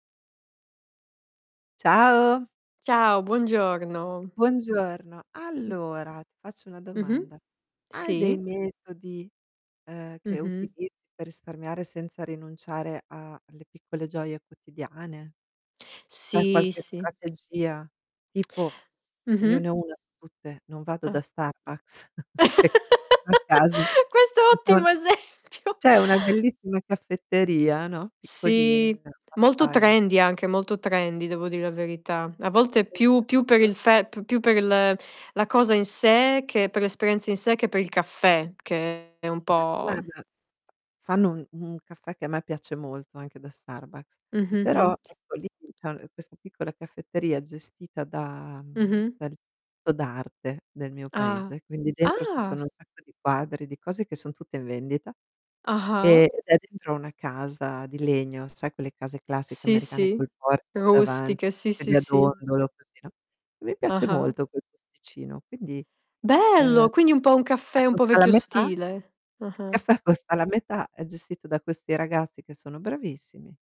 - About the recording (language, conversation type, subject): Italian, unstructured, Quali metodi usi per risparmiare senza rinunciare alle piccole gioie quotidiane?
- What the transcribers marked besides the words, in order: distorted speech; laugh; chuckle; laughing while speaking: "esempio"; unintelligible speech; in English: "trendy"; in English: "trendy"; unintelligible speech; tapping; other background noise; unintelligible speech; surprised: "Ah"